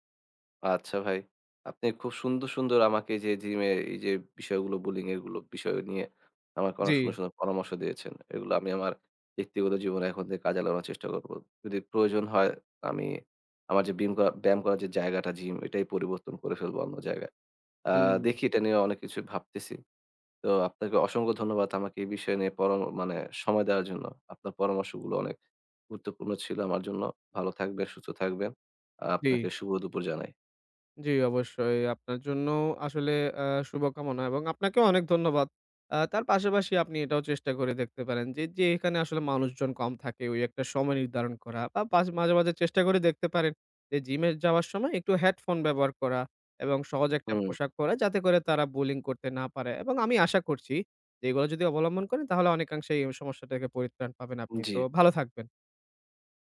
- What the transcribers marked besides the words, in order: tapping; other background noise
- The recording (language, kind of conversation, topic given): Bengali, advice, জিমে লজ্জা বা অন্যদের বিচারে অস্বস্তি হয় কেন?